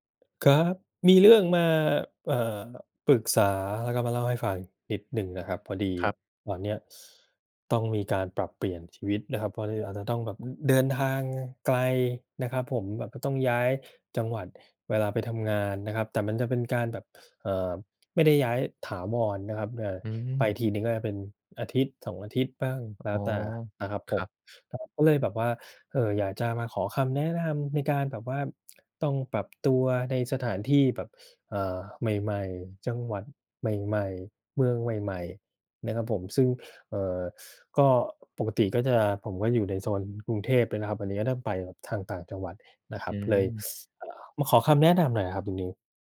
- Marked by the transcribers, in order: tapping; other noise
- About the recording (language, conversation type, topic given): Thai, advice, คุณปรับตัวอย่างไรหลังย้ายบ้านหรือย้ายไปอยู่เมืองไกลจากบ้าน?